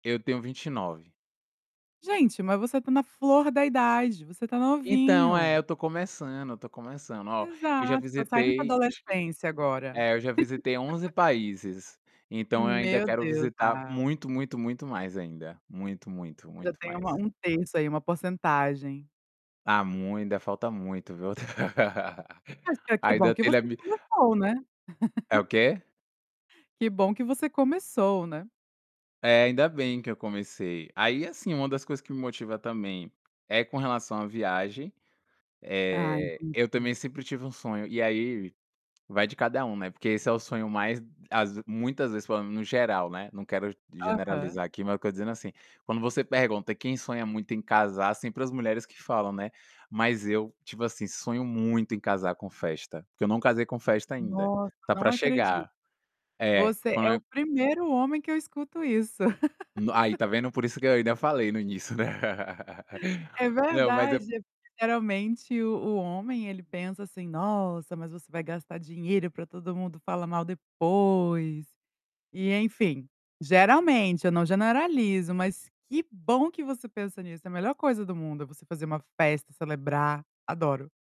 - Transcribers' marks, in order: distorted speech; laugh; laugh; laugh; tapping; laugh; laugh
- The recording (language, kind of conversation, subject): Portuguese, podcast, O que te inspira a levantar e ir trabalhar todos os dias?